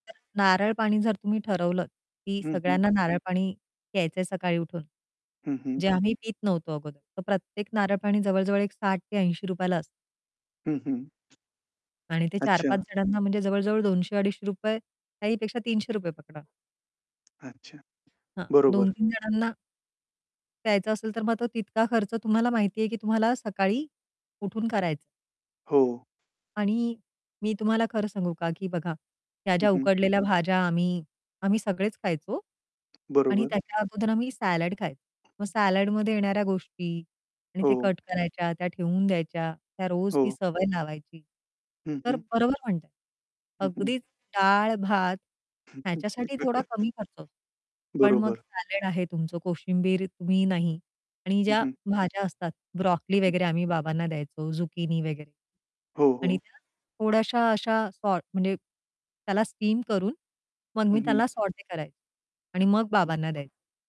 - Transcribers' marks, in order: other background noise; tapping; static; distorted speech; laugh; in English: "स्टीम"; in English: "सॉटे"
- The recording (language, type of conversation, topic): Marathi, podcast, आहारावर निर्बंध असलेल्या व्यक्तींसाठी तुम्ही मेन्यू कसा तयार करता?